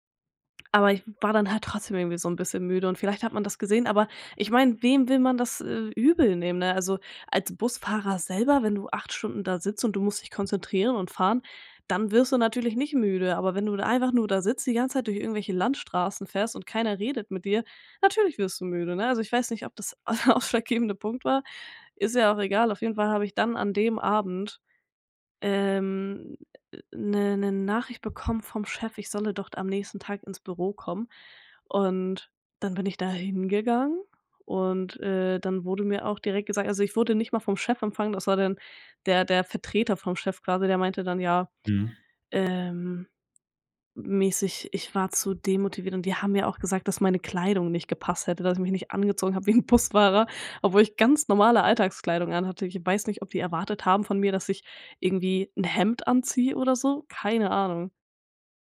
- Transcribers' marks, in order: stressed: "natürlich"; laughing while speaking: "der ausschlaggebende Punkt"; drawn out: "ähm"; anticipating: "hingegangen"; joyful: "wie 'n Busfahrer"
- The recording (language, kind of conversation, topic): German, podcast, Kannst du von einem Misserfolg erzählen, der dich weitergebracht hat?